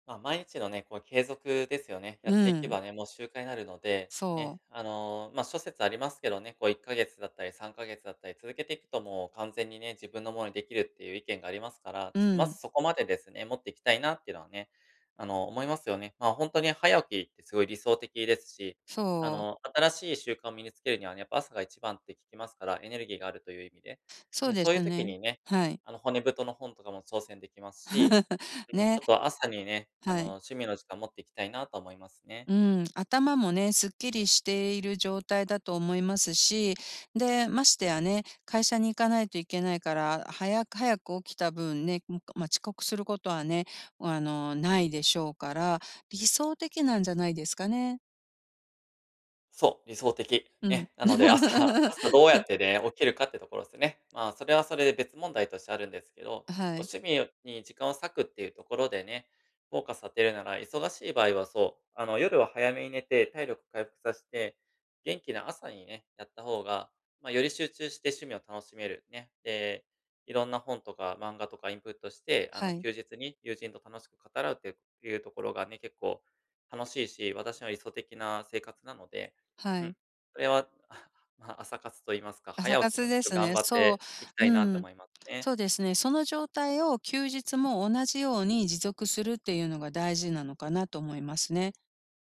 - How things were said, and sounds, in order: laugh; laugh; tapping; chuckle
- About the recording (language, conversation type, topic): Japanese, advice, 忙しくても趣味の時間を作るにはどうすればよいですか？